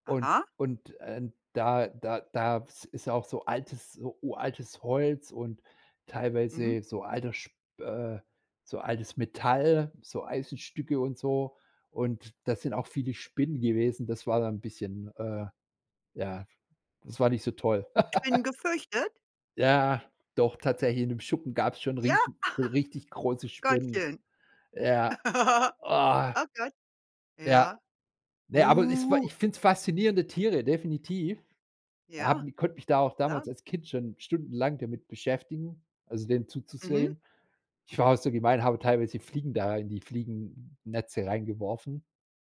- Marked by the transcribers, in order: laugh; chuckle; giggle; disgusted: "oh"
- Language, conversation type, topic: German, podcast, Was war dein liebstes Spiel als Kind und warum?